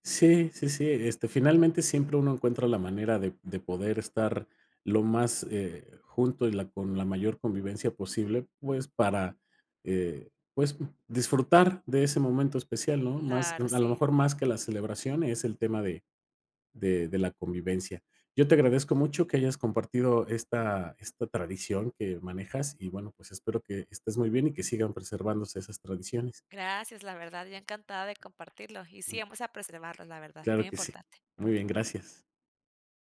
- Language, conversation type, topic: Spanish, podcast, ¿Qué tradiciones ayudan a mantener unidos a tus parientes?
- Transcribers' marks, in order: other background noise